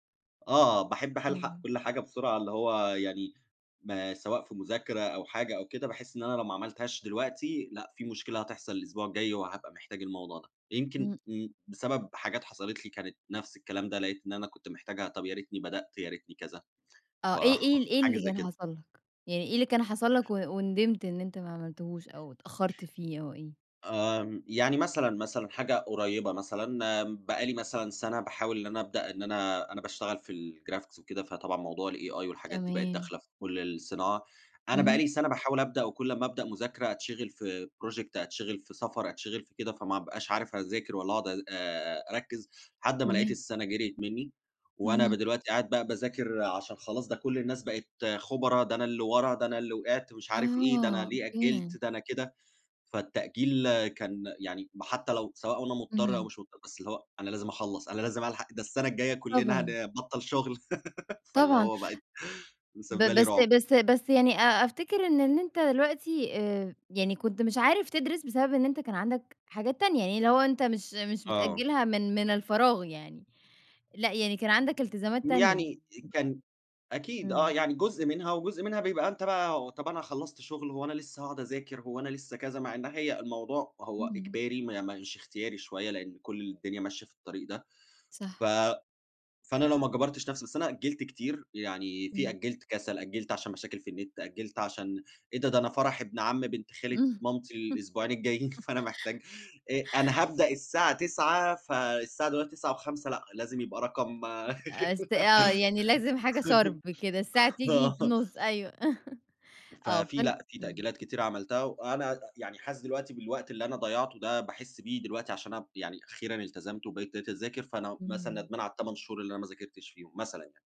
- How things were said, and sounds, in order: chuckle; in English: "الgraphic"; in English: "الAI"; in English: "project"; laugh; unintelligible speech; chuckle; laughing while speaking: "الجايين"; other noise; tapping; in English: "sharp"; giggle; laughing while speaking: "آه"; chuckle
- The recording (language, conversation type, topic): Arabic, podcast, هل بتأجل عشان خايف تندم؟